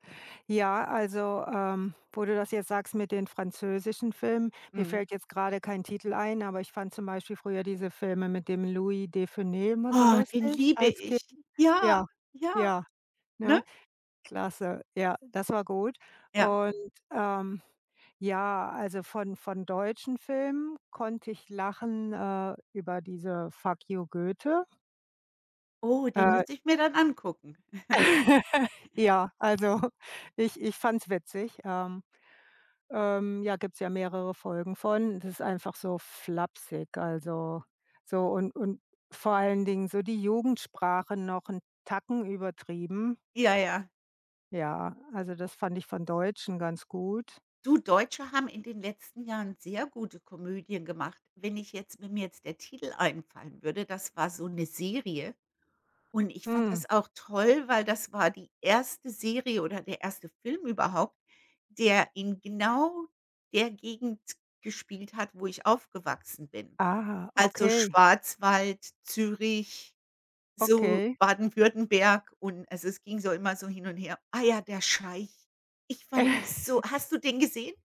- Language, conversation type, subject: German, unstructured, Welcher Film hat dich zuletzt richtig zum Lachen gebracht?
- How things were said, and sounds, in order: joyful: "Ah, den liebe ich. Ja, ja, ne?"; joyful: "Oh, den muss ich mir dann angucken"; laugh; laughing while speaking: "also"; chuckle; joyful: "Ich fand den so"; chuckle; anticipating: "Hast du den gesehen?"